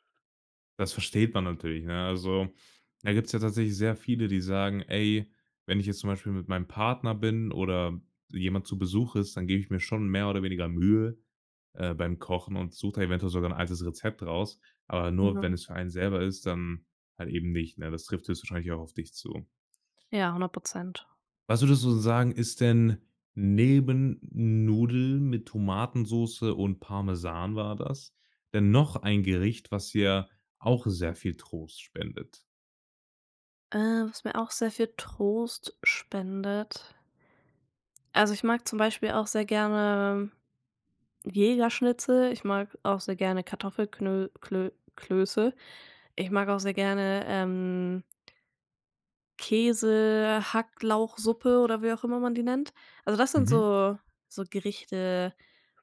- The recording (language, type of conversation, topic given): German, podcast, Erzähl mal: Welches Gericht spendet dir Trost?
- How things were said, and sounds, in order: other background noise